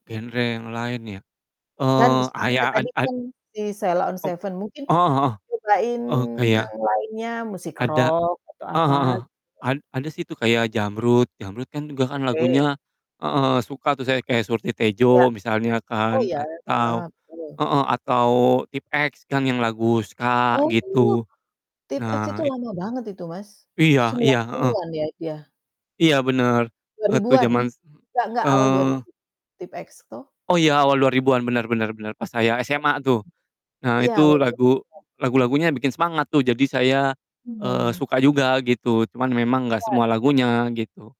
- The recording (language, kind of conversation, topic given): Indonesian, unstructured, Jenis musik apa yang paling sering kamu dengarkan?
- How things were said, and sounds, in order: distorted speech; in English: "seven"; other noise; "waktu" said as "etuh"; unintelligible speech; unintelligible speech